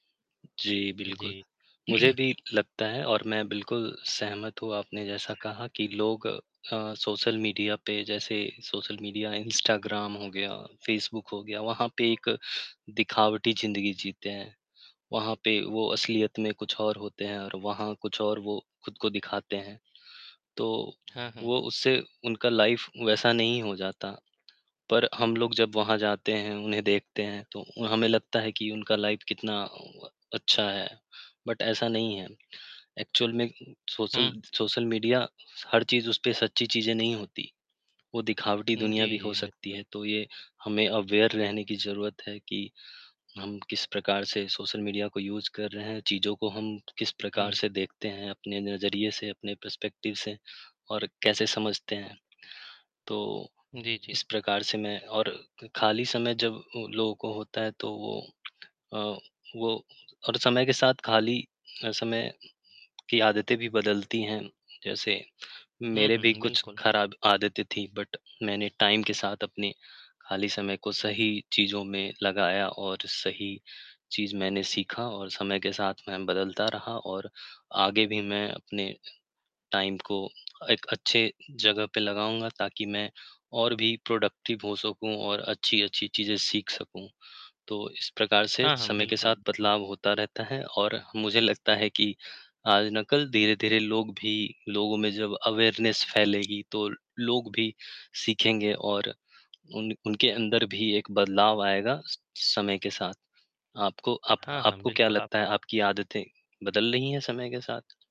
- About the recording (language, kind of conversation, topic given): Hindi, unstructured, आप अपने खाली समय में क्या करना पसंद करते हैं?
- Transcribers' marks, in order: static; throat clearing; in English: "लाइफ"; in English: "लाइफ"; in English: "बट"; in English: "एक्चुअल"; in English: "अवेयर"; in English: "यूज़"; in English: "पर्सपेक्टिव"; in English: "बट"; in English: "टाइम"; in English: "टाइम"; in English: "प्रोडक्टिव"; distorted speech; in English: "अवेयरनेस"